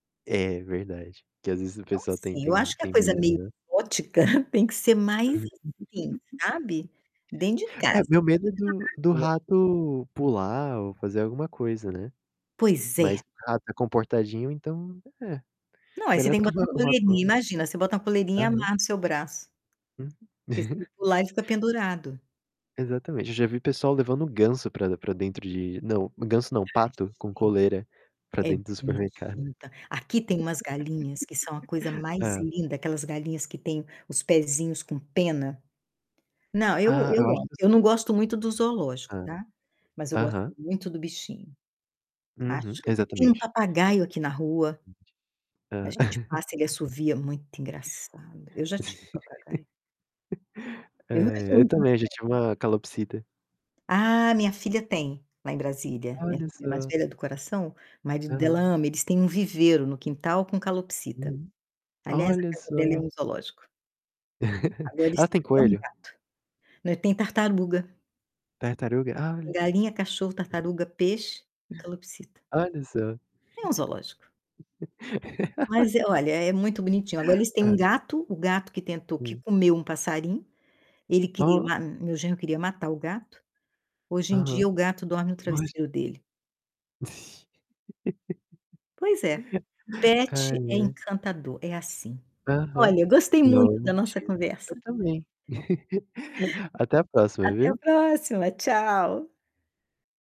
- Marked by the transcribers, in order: laugh; chuckle; unintelligible speech; unintelligible speech; distorted speech; chuckle; laugh; other background noise; chuckle; laugh; chuckle; laugh; laugh; in English: "pet"; chuckle
- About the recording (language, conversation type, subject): Portuguese, unstructured, Qual é a importância dos animais de estimação para o bem-estar das pessoas?